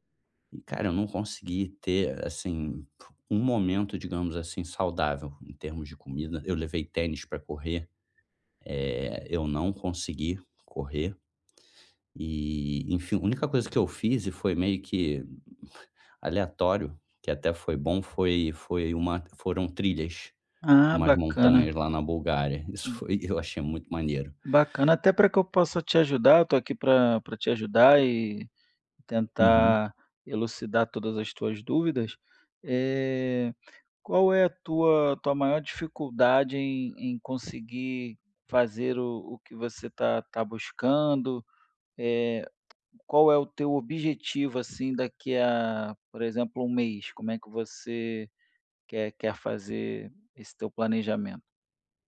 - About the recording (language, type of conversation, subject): Portuguese, advice, Como posso manter hábitos saudáveis durante viagens?
- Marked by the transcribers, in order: lip trill; other background noise; tapping